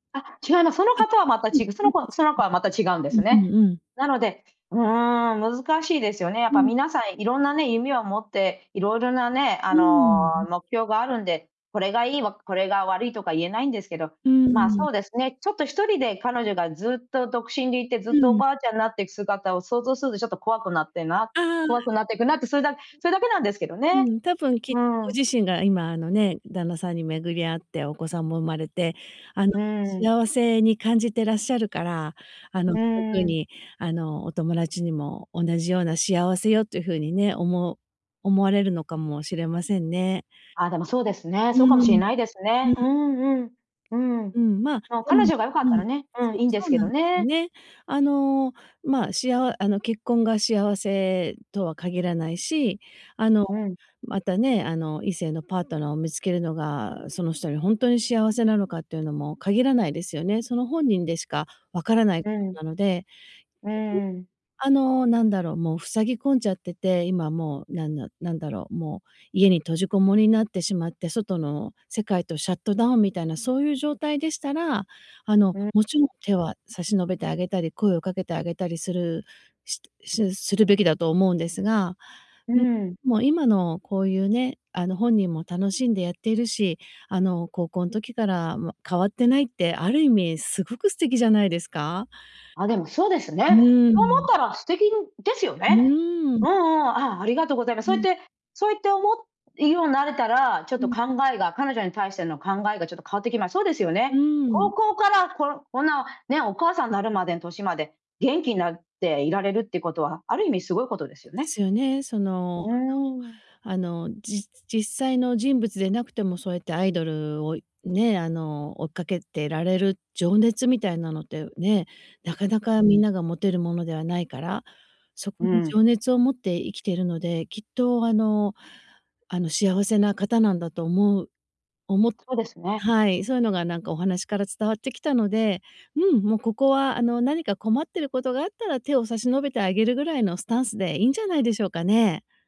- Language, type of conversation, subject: Japanese, advice, 本音を言えずに我慢してしまう友人関係のすれ違いを、どうすれば解消できますか？
- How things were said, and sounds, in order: unintelligible speech; other noise; joyful: "そう思ったら素敵ですよね"